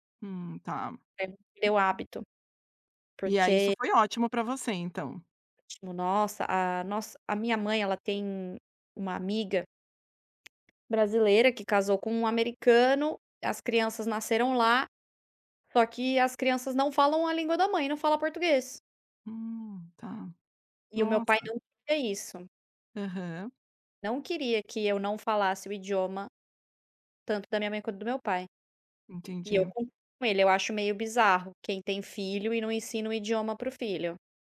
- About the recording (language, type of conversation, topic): Portuguese, podcast, Como você decide qual língua usar com cada pessoa?
- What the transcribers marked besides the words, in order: other background noise; tapping